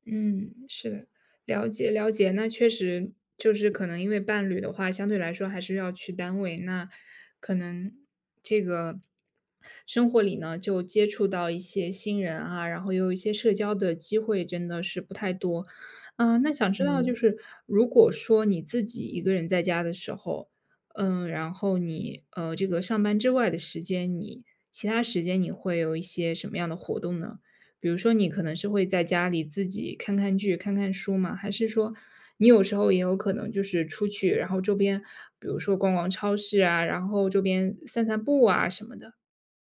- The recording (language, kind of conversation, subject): Chinese, advice, 搬到新城市后，我感到孤独和不安，该怎么办？
- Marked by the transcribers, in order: other noise; other background noise